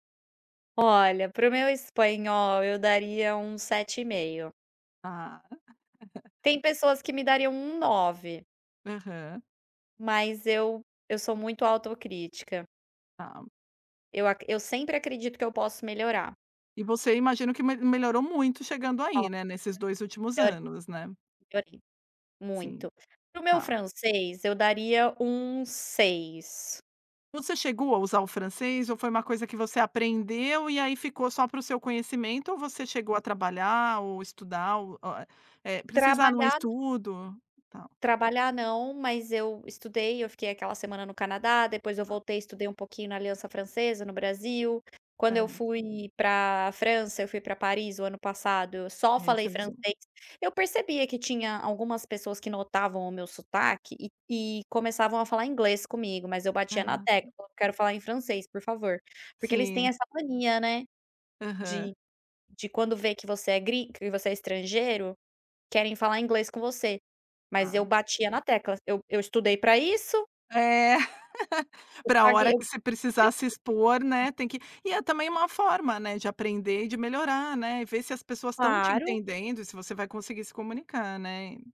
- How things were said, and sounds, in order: chuckle; unintelligible speech; other background noise; tapping; chuckle; unintelligible speech
- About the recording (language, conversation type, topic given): Portuguese, podcast, Como você decide qual língua usar com cada pessoa?